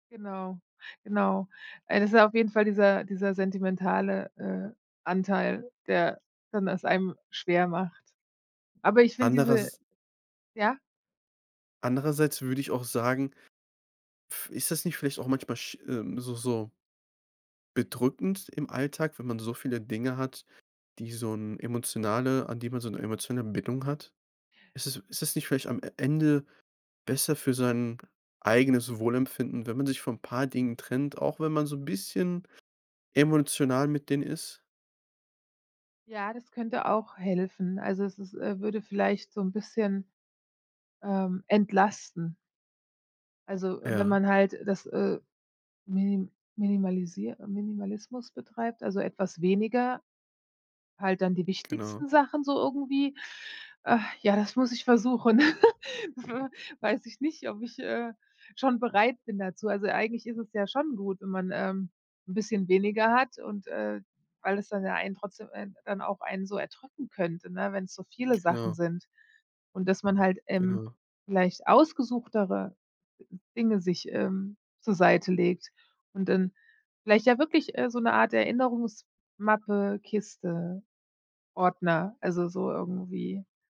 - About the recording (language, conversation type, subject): German, advice, Wie kann ich mit Überforderung beim Ausmisten sentimental aufgeladener Gegenstände umgehen?
- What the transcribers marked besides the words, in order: chuckle; tapping; other background noise